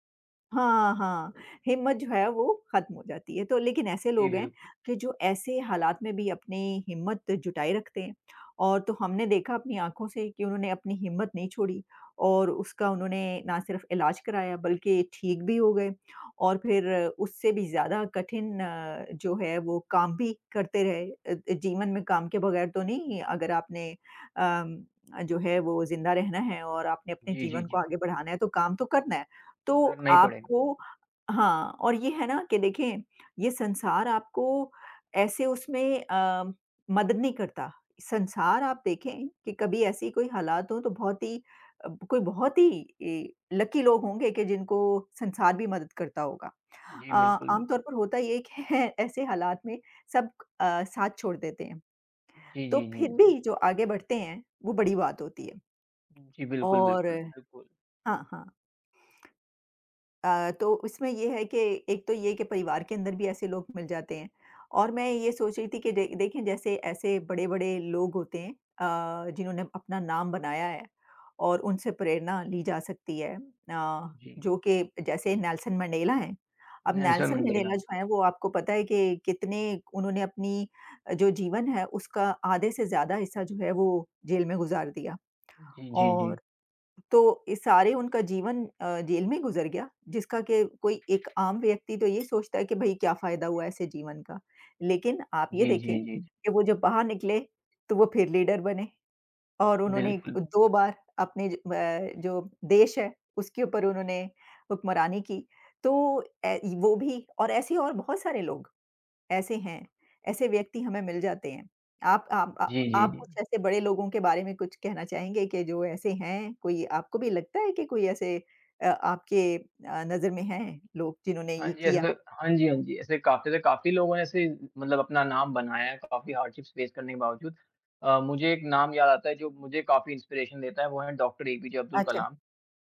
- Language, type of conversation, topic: Hindi, unstructured, आपके जीवन में सबसे प्रेरणादायक व्यक्ति कौन रहा है?
- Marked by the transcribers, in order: in English: "लकी"; laughing while speaking: "कि"; other background noise; tapping; in English: "लीडर"; in English: "हार्डशिप्स फेस"; in English: "इंस्पिरेशन"